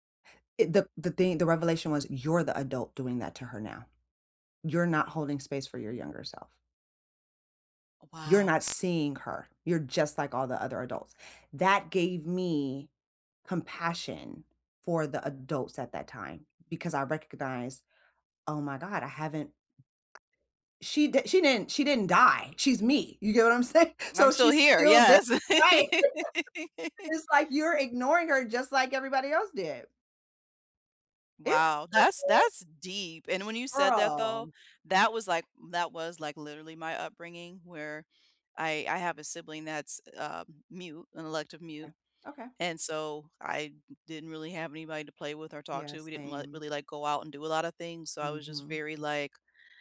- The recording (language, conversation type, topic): English, unstructured, What’s the biggest surprise you’ve had about learning as an adult?
- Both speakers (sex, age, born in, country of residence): female, 40-44, United States, United States; female, 40-44, United States, United States
- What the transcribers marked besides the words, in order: other background noise; tapping; laughing while speaking: "saying?"; laugh; laugh